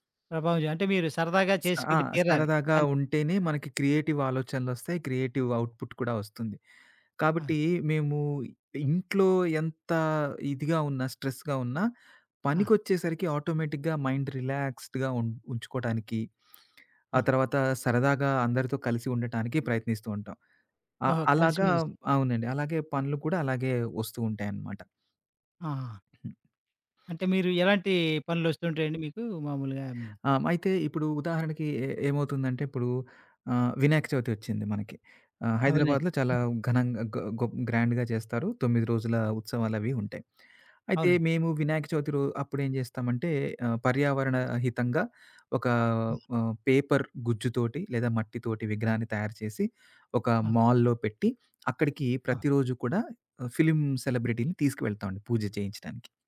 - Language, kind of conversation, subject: Telugu, podcast, పని నుంచి ఫన్‌కి మారేటప్పుడు మీ దుస్తుల స్టైల్‌ను ఎలా మార్చుకుంటారు?
- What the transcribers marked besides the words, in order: other background noise; in English: "క్రియేటివ్"; in English: "క్రియేటివ్ ఔట్పుట్"; in English: "స్ట్రెస్‌గా"; in English: "ఆటోమేటిక్‌గా మైండ్ రిలాక్స్డ్‌గా"; giggle; sniff; in English: "గ్రాండ్‌గా"; in English: "పేపర్"; in English: "మాల్‌లో"; in English: "ఫిల్మ్ సెలబ్రిటీని"